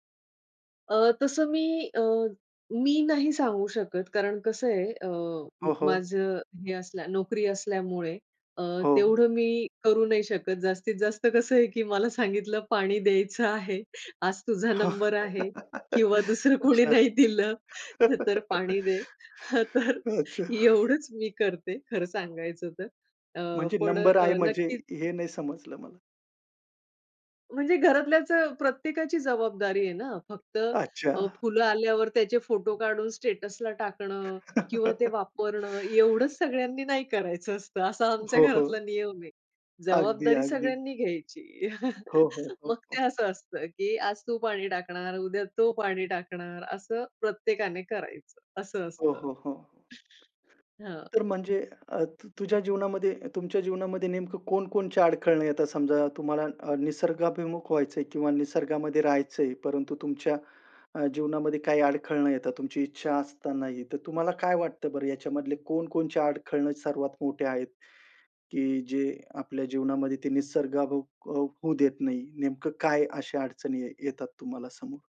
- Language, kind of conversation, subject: Marathi, podcast, शहरात सोपं, निसर्गाभिमुख आयुष्य कसं शक्य?
- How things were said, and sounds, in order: laughing while speaking: "जास्तीत जास्त कसं आहे की … पण अ, नक्कीच"; laugh; laugh; laughing while speaking: "अच्छा"; tapping; laugh; in English: "स्टेटसला"; laughing while speaking: "करायचं असतं, असा आमच्या घरातला नियम आहे"; other background noise; chuckle